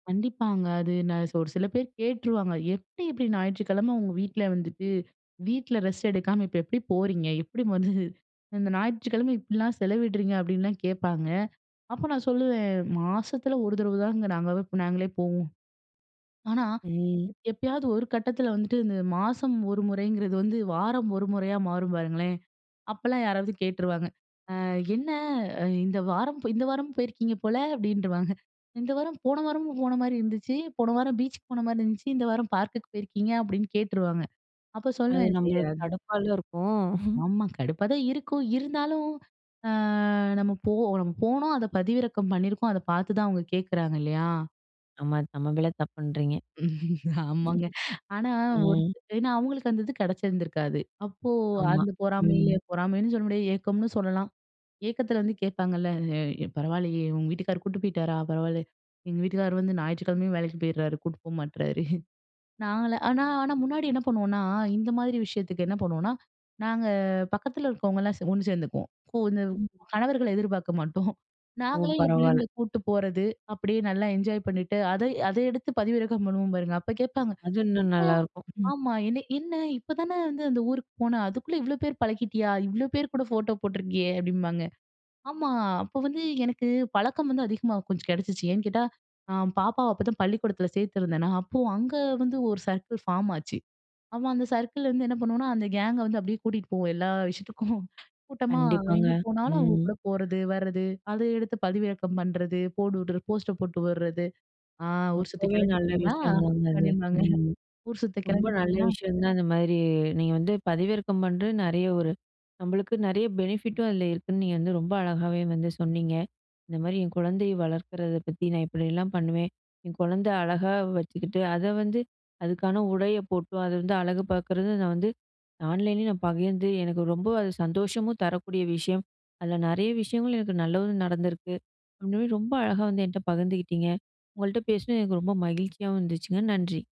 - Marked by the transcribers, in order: other background noise; laughing while speaking: "எப்படி வந்து"; chuckle; drawn out: "ஆ"; "நம்ம" said as "தம்ம"; laughing while speaking: "ஆமாங்க. ஆனா ஒ ஏனா, அவங்களுக்கு அந்த இது கிடச்சிருந்துருக்காது"; chuckle; other noise; chuckle; laughing while speaking: "மாட்டோ"; surprised: "என்ன? ஆமா, என்ன என்ன? இப்பதானே … கூட ஃபோட்டோ போட்ருக்கியே"; in English: "சர்க்கள் ஃபாம்"; in English: "சர்க்கள்ல"; in English: "கேங்க"; laughing while speaking: "விஷயத்துக்கு"; laughing while speaking: "அப்டிபாங்க"; in English: "பெனிஃபிட்டு"; in English: "ஆன்லைன்ல"; "நல்லது" said as "நல்லோது"
- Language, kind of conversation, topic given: Tamil, podcast, இணையத்தில் உங்கள் குழந்தைகளின் தகவல்களை எப்படிப் பகிர்வீர்கள்?